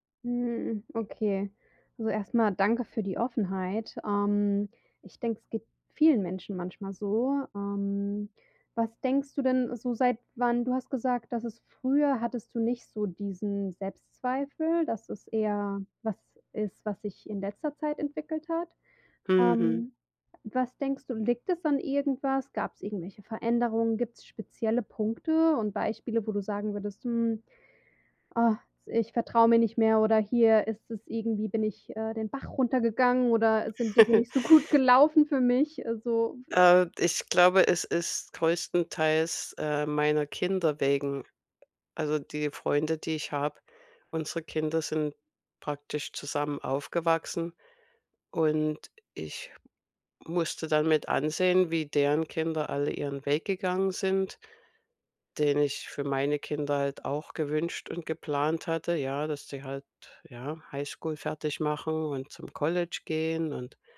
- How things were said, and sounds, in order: chuckle; unintelligible speech; tapping
- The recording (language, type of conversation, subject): German, advice, Warum fühle ich mich minderwertig, wenn ich mich mit meinen Freund:innen vergleiche?